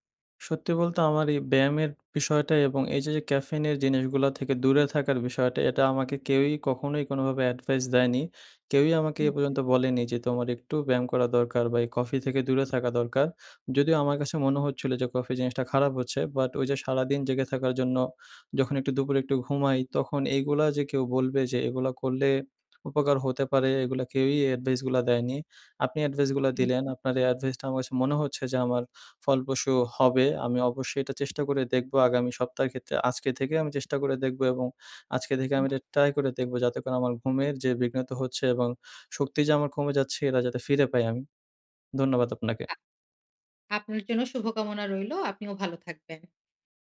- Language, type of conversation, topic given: Bengali, advice, আপনার ঘুম কি বিঘ্নিত হচ্ছে এবং পুনরুদ্ধারের ক্ষমতা কি কমে যাচ্ছে?
- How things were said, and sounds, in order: none